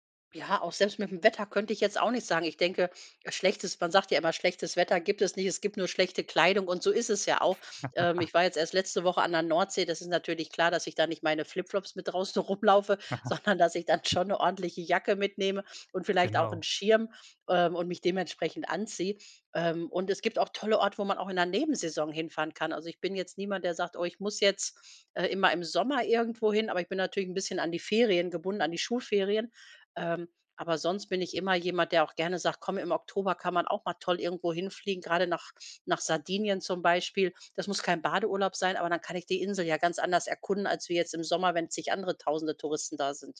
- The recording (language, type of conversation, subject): German, podcast, Wie findest du lokale Geheimtipps, statt nur die typischen Touristenorte abzuklappern?
- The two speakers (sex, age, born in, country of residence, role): female, 45-49, Germany, Germany, guest; male, 35-39, Germany, Sweden, host
- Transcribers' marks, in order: laugh; laugh; laughing while speaking: "rumlaufe, sondern dass ich dann schon"; stressed: "Nebensaison"